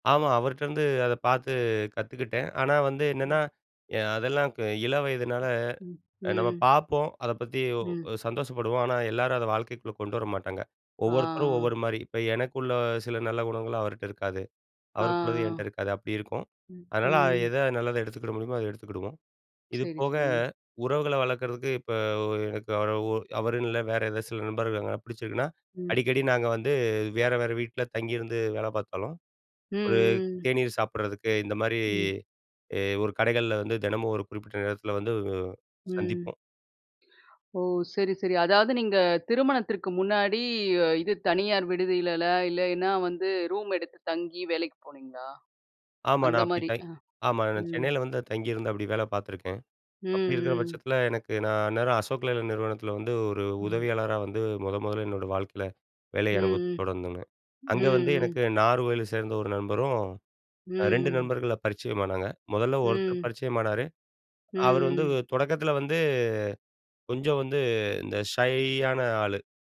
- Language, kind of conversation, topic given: Tamil, podcast, வெறும் தொடர்புகளிலிருந்து நெருக்கமான நட்புக்கு எப்படி செல்லலாம்?
- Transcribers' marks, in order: other noise; in English: "ஷையான"